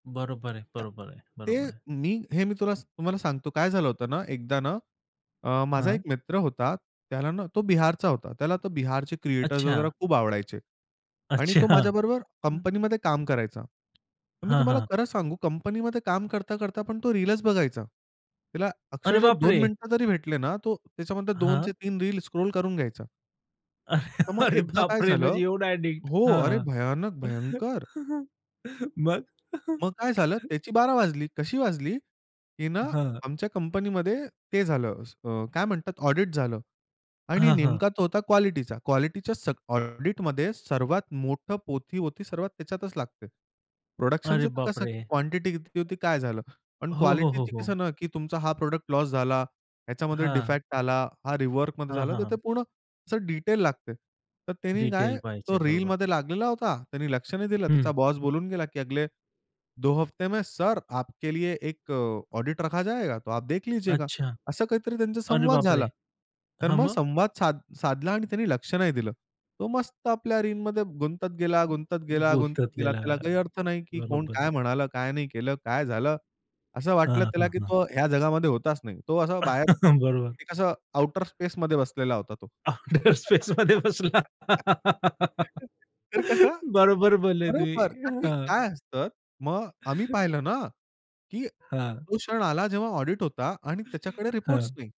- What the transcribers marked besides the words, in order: other background noise; laughing while speaking: "अच्छा"; tapping; surprised: "अरे बाप रे!"; in English: "स्क्रॉल"; laughing while speaking: "अरे! अरे बाप रे!"; in English: "ॲडिक्ट"; chuckle; in English: "प्रॉडक्ट"; in English: "डिफेक्ट"; in English: "रिवर्कमध्ये"; in Hindi: "अगले, दो हफ्ते में सर … आप देख लीजियेगा"; other noise; "गेला" said as "गोष्टतलेला"; chuckle; laughing while speaking: "आउटर स्पेसमध्ये बसला. बरोबर बोलले तुम्ही"; in English: "आउटर स्पेसमध्ये"; in English: "आउटर स्पेसमध्ये"; laugh; chuckle; dog barking
- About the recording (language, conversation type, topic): Marathi, podcast, तुम्ही कधी जाणूनबुजून काही वेळ फोनपासून दूर राहून शांत वेळ घालवला आहे का, आणि तेव्हा तुम्हाला कसे वाटले?